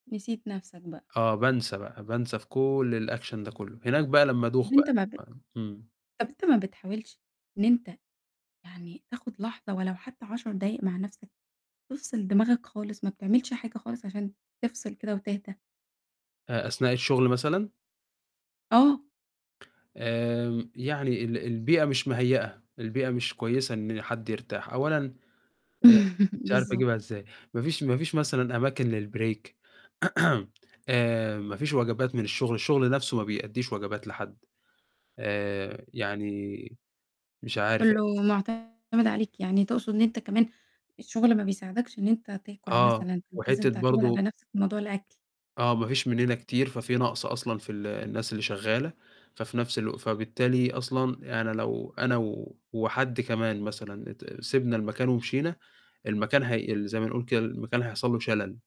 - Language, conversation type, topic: Arabic, podcast, إزاي تحافظ على توازنِك بين الشغل وحياتك الشخصية؟
- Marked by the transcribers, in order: in English: "الAction"; chuckle; distorted speech; in English: "للbreak"; throat clearing; other street noise